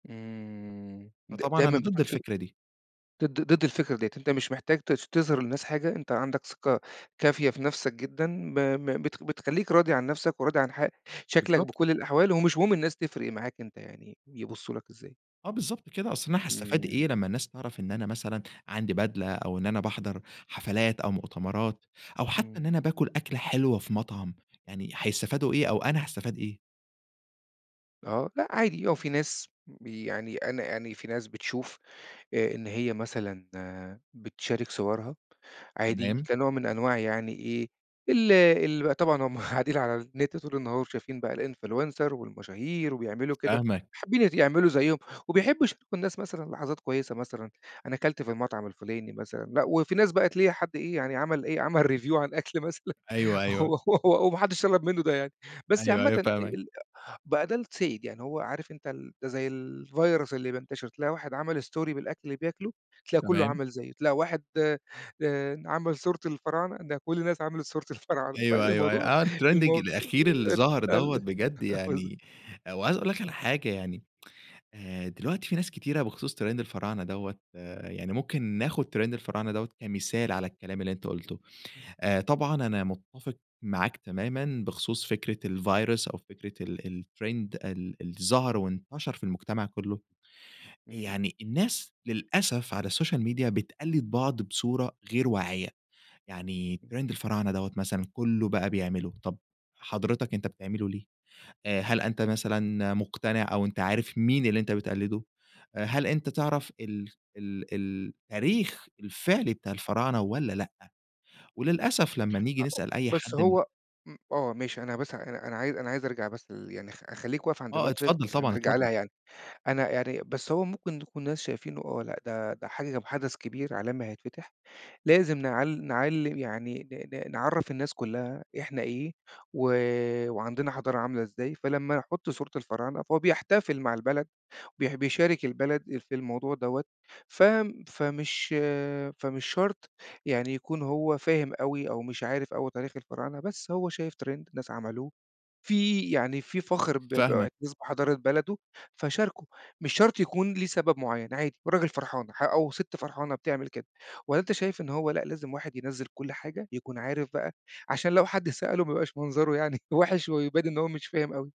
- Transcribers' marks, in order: laughing while speaking: "هُم قاعدين"; in English: "الinfluencer"; laughing while speaking: "عمل review عن أكل مثلًا و وما حدش طلَب منه ده يعني"; in English: "review"; in English: "الvirus"; in English: "story"; in English: "الtrending"; chuckle; tsk; in English: "trend"; in English: "trend"; in English: "الvirus"; in English: "الtrend"; tapping; in English: "السوشيال ميديا"; unintelligible speech; in English: "trend"; unintelligible speech; in English: "trend"; unintelligible speech
- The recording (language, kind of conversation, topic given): Arabic, podcast, إزاي بتعرّف هويتك على السوشيال ميديا؟